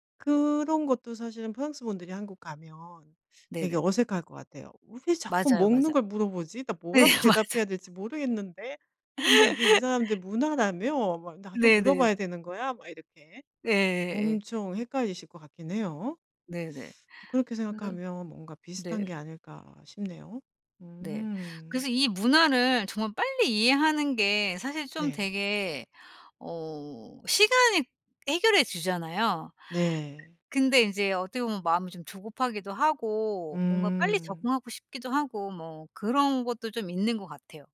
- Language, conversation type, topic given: Korean, advice, 이사 후 새로운 곳의 사회적 예절과 의사소통 차이에 어떻게 적응하면 좋을까요?
- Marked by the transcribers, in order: other background noise; laughing while speaking: "네 맞아"; laugh